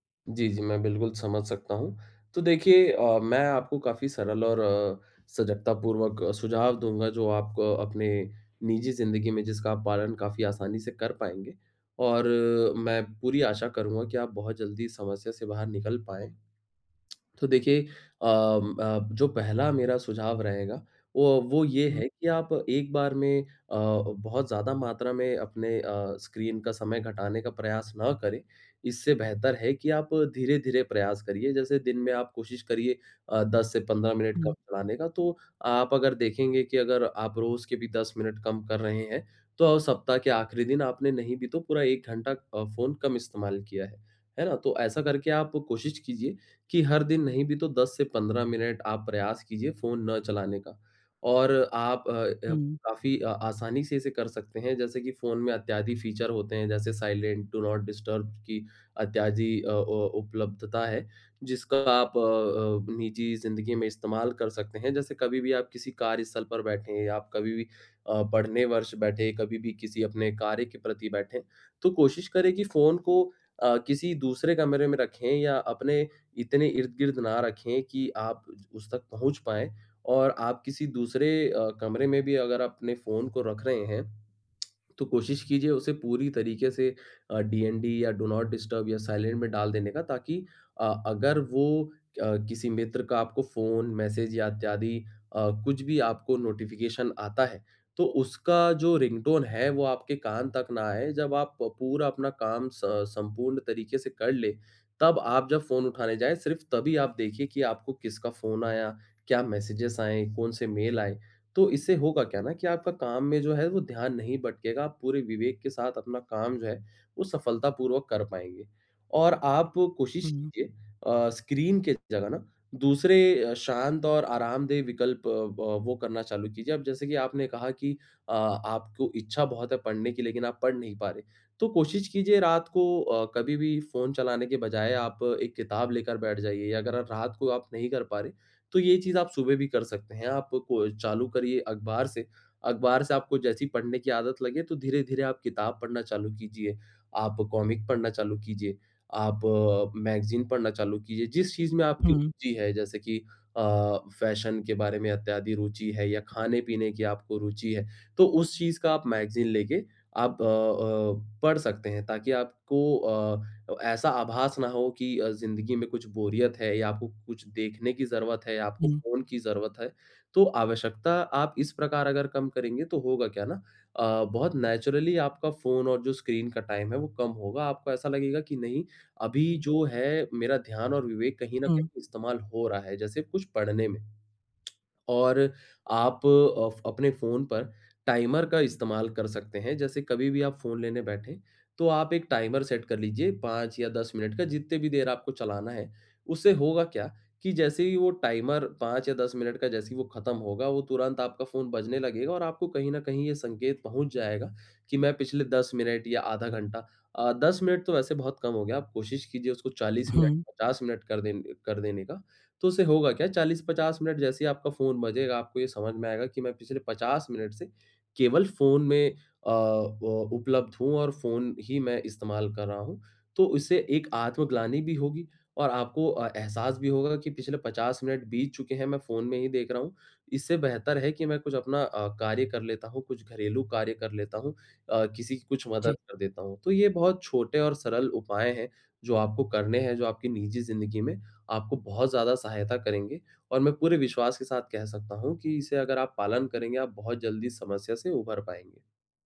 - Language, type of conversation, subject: Hindi, advice, शाम को नींद बेहतर करने के लिए फोन और अन्य स्क्रीन का उपयोग कैसे कम करूँ?
- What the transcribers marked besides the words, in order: tongue click; unintelligible speech; "इत्यादि" said as "अत्यादि"; in English: "फीचर"; in English: "साइलेंट, डू नॉट डिस्टर्ब"; "इत्यादि" said as "अत्यादि"; tongue click; in English: "डू नॉट डिस्टर्ब"; in English: "साइलेंट"; in English: "नोटिफिकेशन"; in English: "रिंगटोन"; in English: "मैसेजेस"; in English: "कॉमिक"; in English: "मैगज़ीन"; "इत्यादि" said as "अत्यादि"; in English: "मैगज़ीन"; in English: "नेचुरली"; tongue click; in English: "टाइमर"; in English: "टाइमर सेट"; in English: "टाइमर"